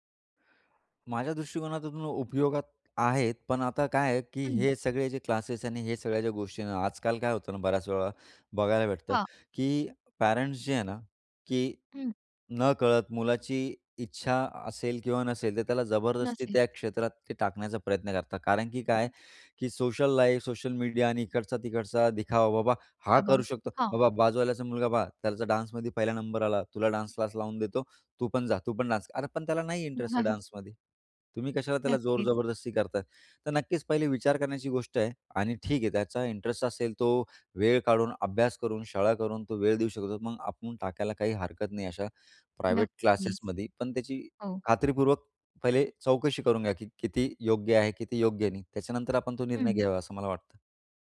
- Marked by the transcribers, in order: in English: "पॅरेंट्स"; in English: "सोशल लाईफ, सोशल मीडिया"; other background noise; in English: "इंटरेस्ट"; chuckle; in English: "इंटरेस्ट"
- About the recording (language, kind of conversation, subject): Marathi, podcast, शाळेबाहेर कोणत्या गोष्टी शिकायला हव्यात असे तुम्हाला वाटते, आणि का?